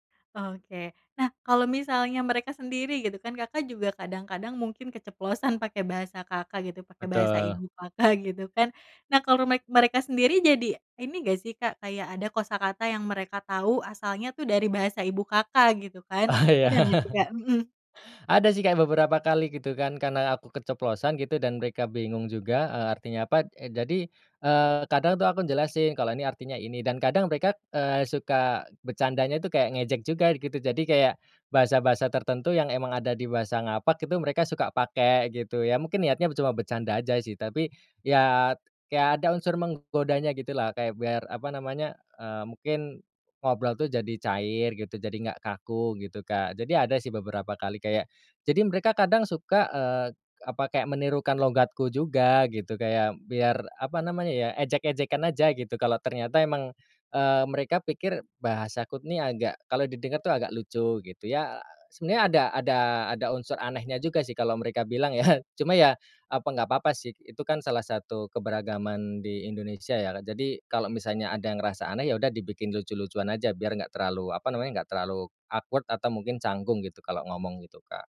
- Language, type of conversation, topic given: Indonesian, podcast, Bagaimana bahasa ibu memengaruhi rasa identitasmu saat kamu tinggal jauh dari kampung halaman?
- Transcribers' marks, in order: laughing while speaking: "Ah, iya"; laughing while speaking: "ya"; in English: "awkward"